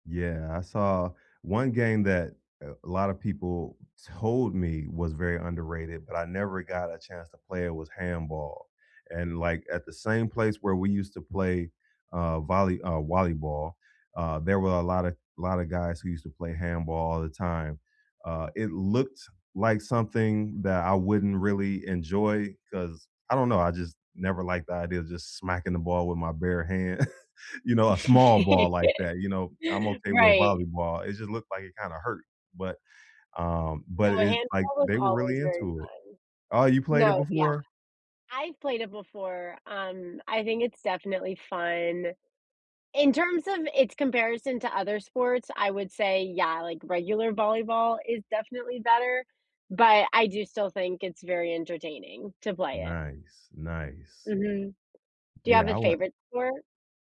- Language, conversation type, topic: English, unstructured, What hobby do you think is overrated by most people?
- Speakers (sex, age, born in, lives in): female, 20-24, United States, United States; male, 50-54, United States, United States
- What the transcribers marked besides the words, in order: chuckle